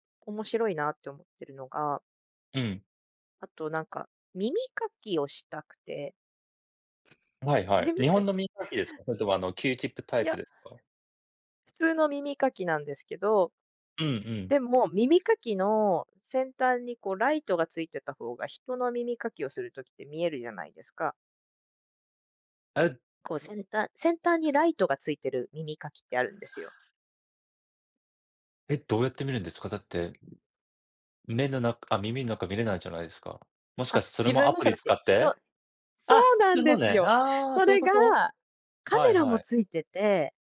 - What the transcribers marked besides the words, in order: tapping
- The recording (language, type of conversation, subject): Japanese, unstructured, 最近使い始めて便利だと感じたアプリはありますか？